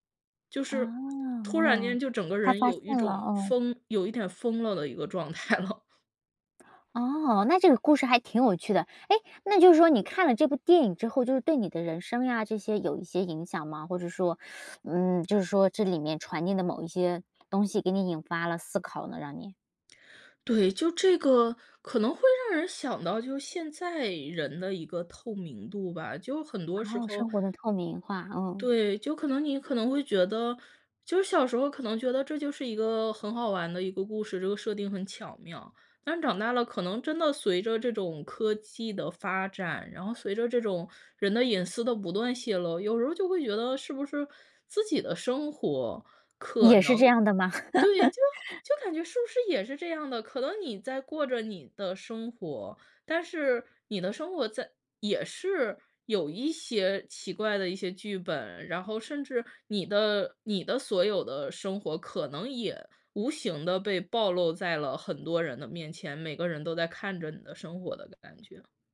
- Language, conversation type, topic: Chinese, podcast, 你最喜欢的一部电影是哪一部？
- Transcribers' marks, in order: tapping; laughing while speaking: "态了"; teeth sucking; other background noise; laugh